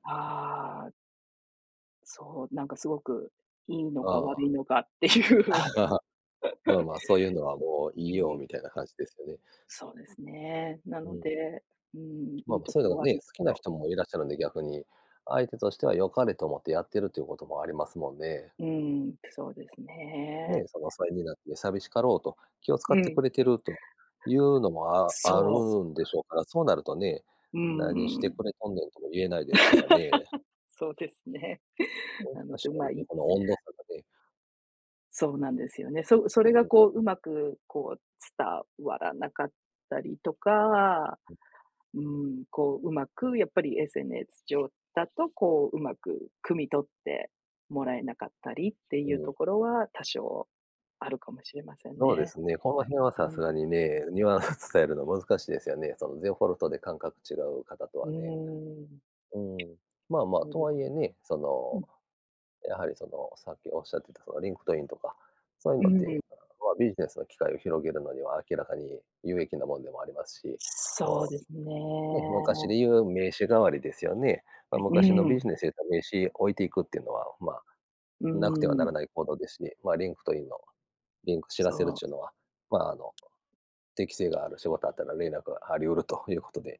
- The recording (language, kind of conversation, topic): Japanese, unstructured, SNSは人間関係にどのような影響を与えていると思いますか？
- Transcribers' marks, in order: chuckle; laughing while speaking: "ていう"; laugh; tapping; other background noise; laugh; laughing while speaking: "ニュアンス"; unintelligible speech